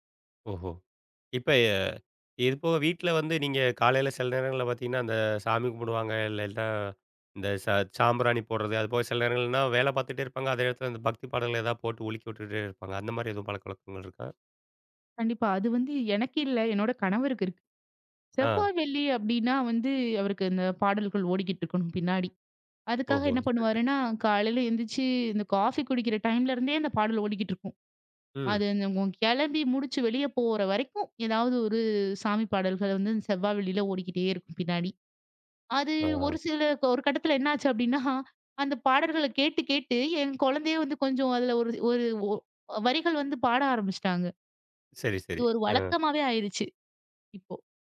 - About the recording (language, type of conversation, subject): Tamil, podcast, உங்கள் வீட்டில் காலை வழக்கம் எப்படி இருக்கிறது?
- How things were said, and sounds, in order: laughing while speaking: "என்ன ஆச்சு அப்டின்னா"